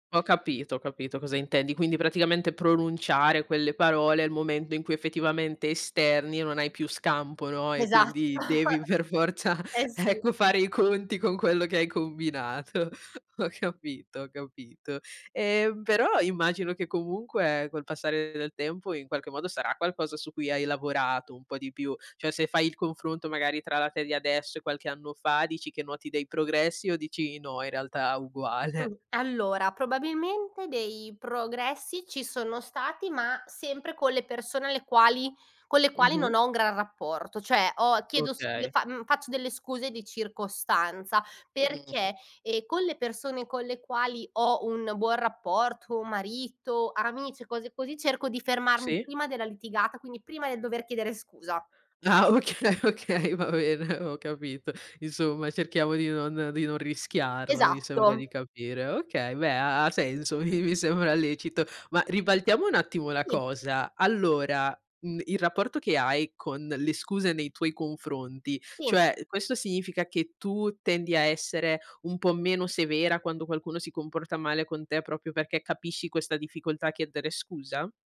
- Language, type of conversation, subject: Italian, podcast, Come chiedi scusa quando ti rendi conto di aver sbagliato?
- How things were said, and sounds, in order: "momento" said as "momendo"; laughing while speaking: "Esatto"; chuckle; laughing while speaking: "per forza, ecco, fare i conti"; laughing while speaking: "combinato. Ho capito"; laughing while speaking: "uguale?"; throat clearing; laughing while speaking: "Ah okay, okay, va bene, ho capito"; tapping; laughing while speaking: "mi mi"